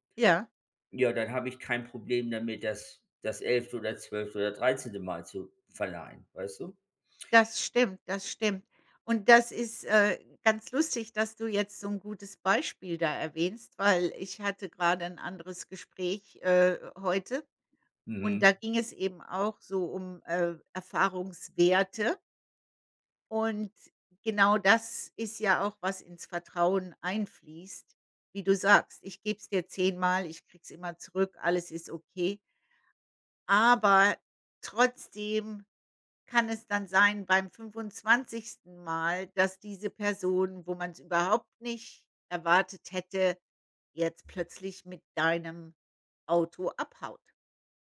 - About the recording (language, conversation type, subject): German, unstructured, Wie kann man Vertrauen in einer Beziehung aufbauen?
- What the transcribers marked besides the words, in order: none